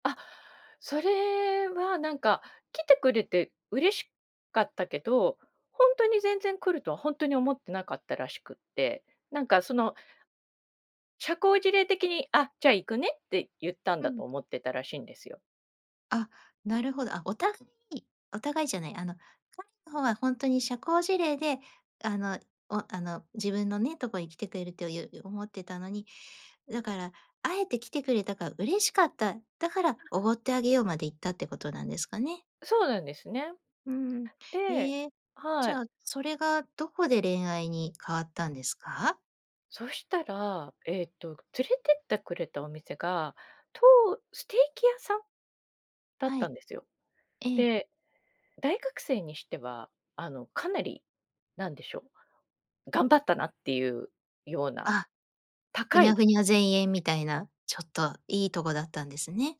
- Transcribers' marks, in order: none
- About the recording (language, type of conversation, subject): Japanese, podcast, 偶然の出会いから始まった友情や恋のエピソードはありますか？